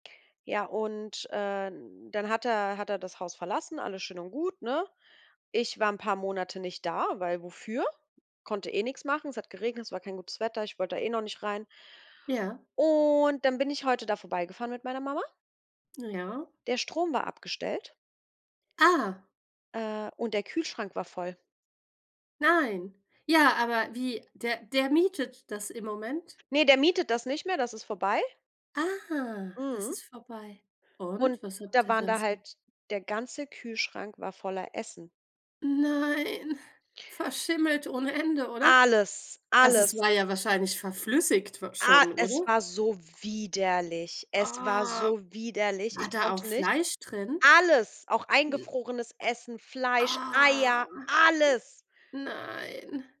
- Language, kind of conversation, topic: German, unstructured, Wie gehst du mit Essensresten um, die unangenehm riechen?
- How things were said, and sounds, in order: drawn out: "Und"; put-on voice: "Nein, verschimmelt ohne Ende"; other background noise; stressed: "Alles"; stressed: "widerlich"; disgusted: "Oh"; stressed: "Alles"; other noise; stressed: "alles"